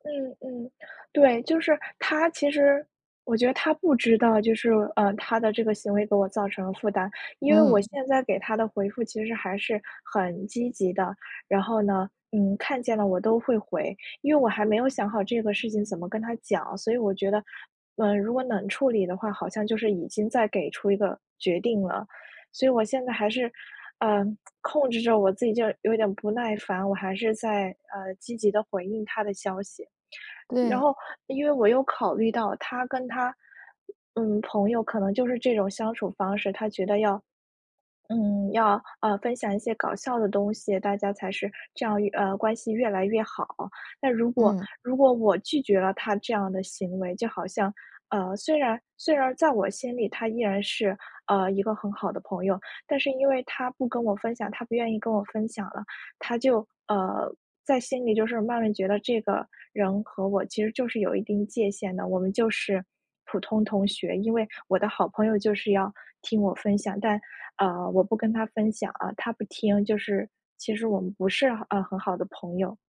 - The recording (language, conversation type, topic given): Chinese, advice, 当朋友过度依赖我时，我该如何设定并坚持界限？
- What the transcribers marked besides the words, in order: other background noise; tsk